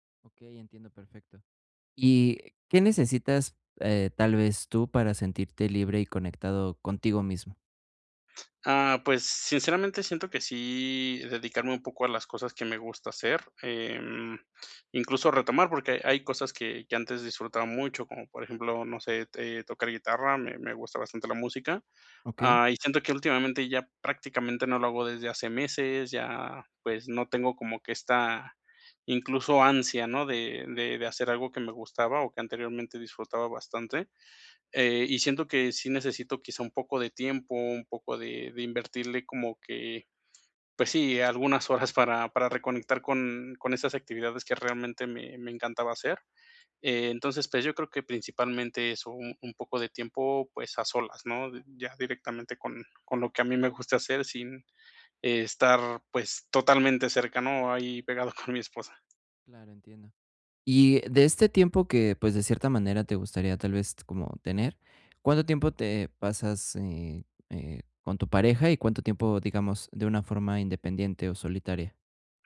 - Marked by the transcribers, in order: other background noise; laughing while speaking: "horas"; laughing while speaking: "con"
- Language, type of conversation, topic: Spanish, advice, ¿Cómo puedo equilibrar mi independencia con la cercanía en una relación?